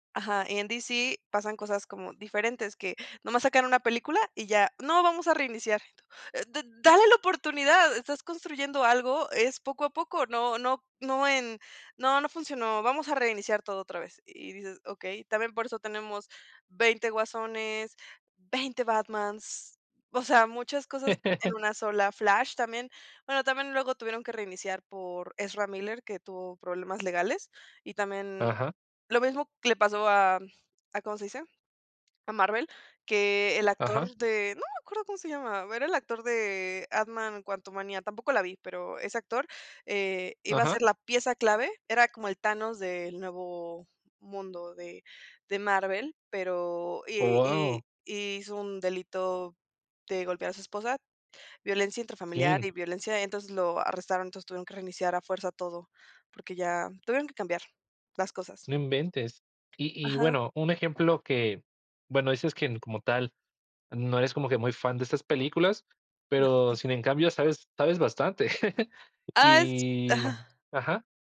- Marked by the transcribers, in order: chuckle; tapping; other background noise; chuckle
- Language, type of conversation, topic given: Spanish, podcast, ¿Por qué crees que amamos los remakes y reboots?